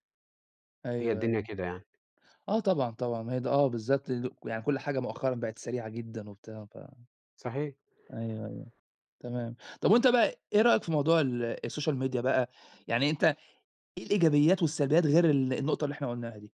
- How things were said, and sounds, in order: in English: "الSocial Media"
- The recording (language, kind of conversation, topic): Arabic, unstructured, إزاي وسائل التواصل الاجتماعي بتأثر على العلاقات؟